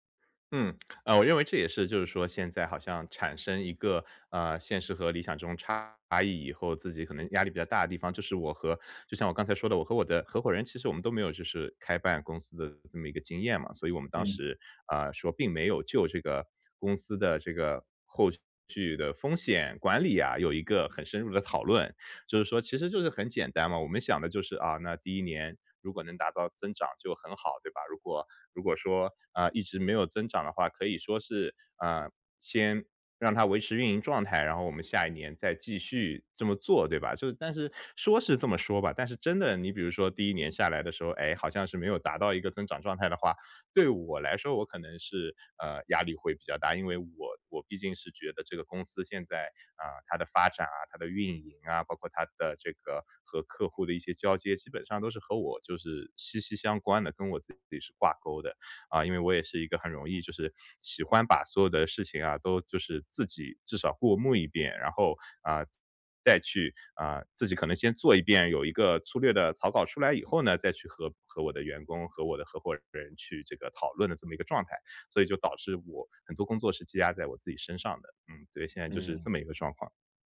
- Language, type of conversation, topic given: Chinese, advice, 如何在追求成就的同时保持身心健康？
- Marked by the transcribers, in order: none